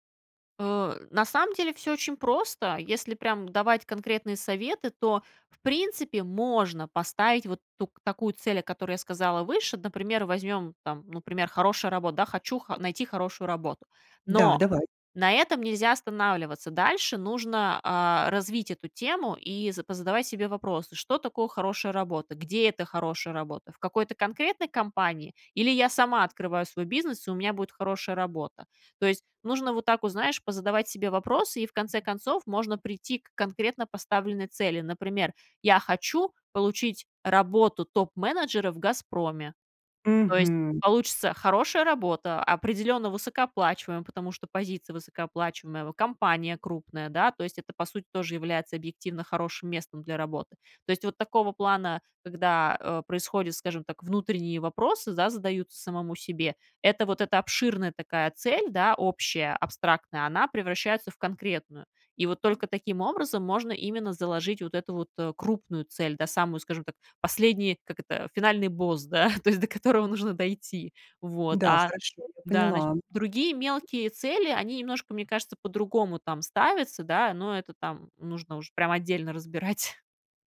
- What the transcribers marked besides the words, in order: other background noise; laughing while speaking: "то есть до которого"; chuckle
- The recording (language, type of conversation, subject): Russian, podcast, Какие простые практики вы бы посоветовали новичкам?